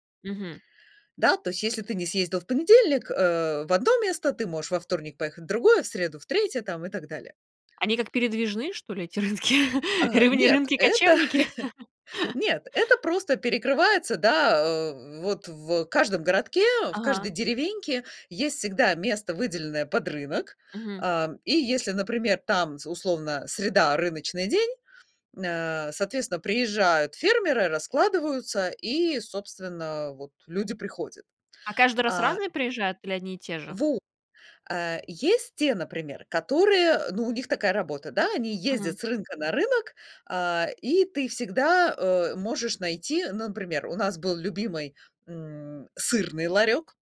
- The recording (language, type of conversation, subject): Russian, podcast, Пользуетесь ли вы фермерскими рынками и что вы в них цените?
- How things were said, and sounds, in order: laughing while speaking: "эти рынки, либо они рынки-кочевники?"; chuckle; laugh